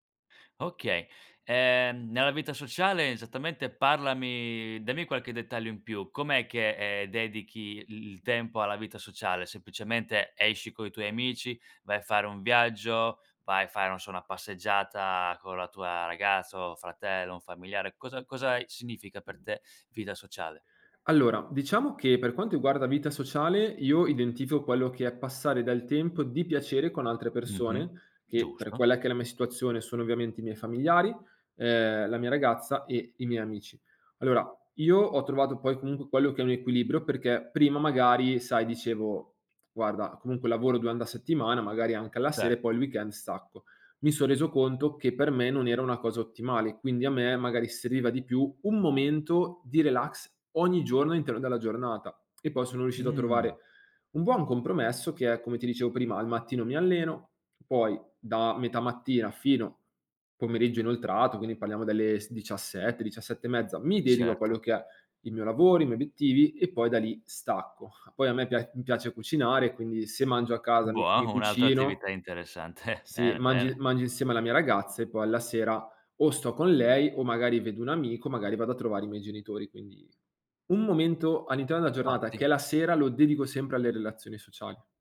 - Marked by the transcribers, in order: drawn out: "parlami"; tapping; other background noise; "riguarda" said as "iguarda"; "durante" said as "duande"; in English: "weekend"; "serviva" said as "seviva"; stressed: "un"; drawn out: "Mh"; stressed: "stacco"; other noise; laughing while speaking: "interessante"; stressed: "o"; stressed: "un"
- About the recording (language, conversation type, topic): Italian, podcast, Come riesci a bilanciare lavoro, vita sociale e tempo per te stesso?